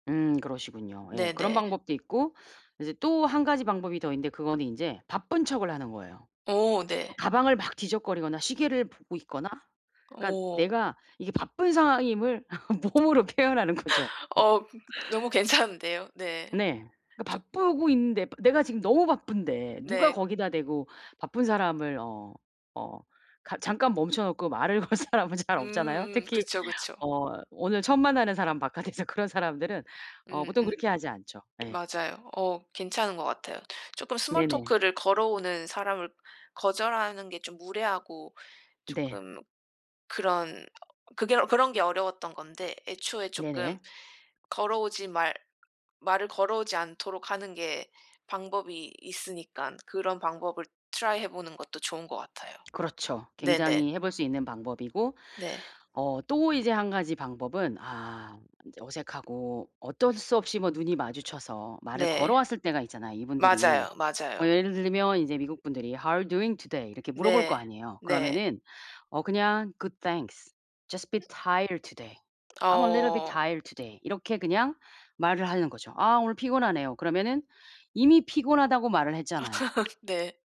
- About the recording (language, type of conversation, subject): Korean, advice, 어색하지 않게 자연스럽게 대화를 시작하려면 어떻게 해야 하나요?
- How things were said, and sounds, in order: tapping; laugh; laughing while speaking: "몸으로 표현하는 거죠"; laugh; laughing while speaking: "걸 사람은 잘"; in English: "small talk를"; put-on voice: "try해"; in English: "try해"; put-on voice: "How are you doing today?"; in English: "How are you doing today?"; put-on voice: "Good, thanks. Just bit tired today. I'm a little bit tired today"; in English: "Good, thanks. Just bit tired today. I'm a little bit tired today"; other background noise; laugh